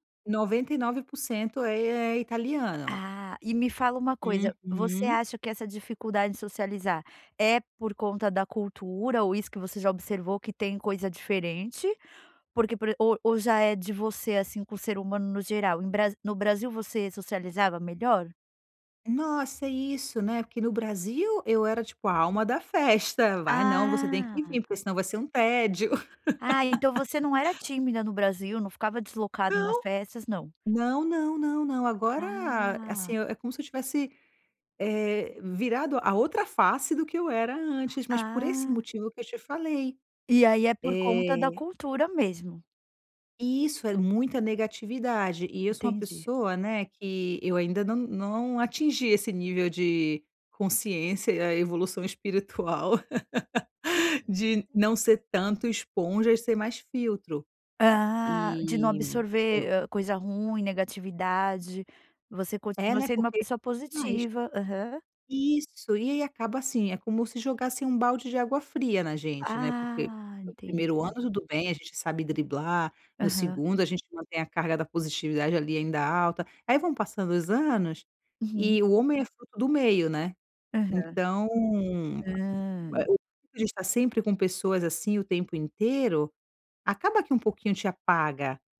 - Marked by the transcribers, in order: laugh; other noise; laugh; tapping
- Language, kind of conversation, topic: Portuguese, advice, Como posso melhorar minha habilidade de conversar e me enturmar em festas?